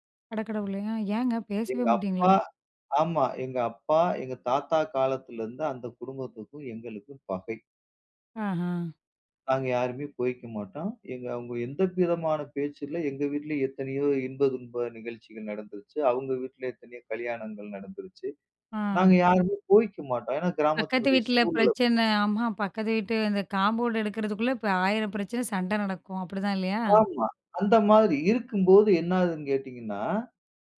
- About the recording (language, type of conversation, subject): Tamil, podcast, உங்கள் உள்ளக் குரலை நீங்கள் எப்படி கவனித்துக் கேட்கிறீர்கள்?
- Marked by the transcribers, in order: other noise; in English: "காம்பவுன்டு"